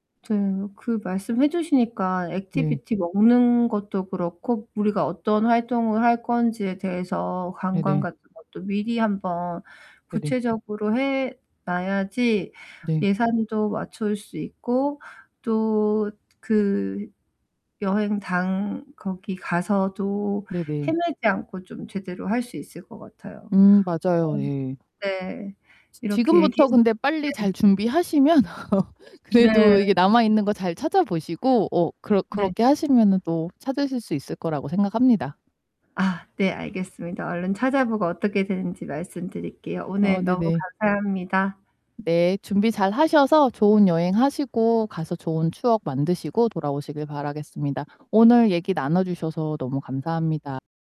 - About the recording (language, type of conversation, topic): Korean, advice, 예산에 맞춰 휴가를 계획하려면 어디서부터 어떻게 시작하면 좋을까요?
- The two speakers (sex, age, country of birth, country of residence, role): female, 40-44, South Korea, United States, user; female, 45-49, South Korea, United States, advisor
- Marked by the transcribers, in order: distorted speech; other background noise; laugh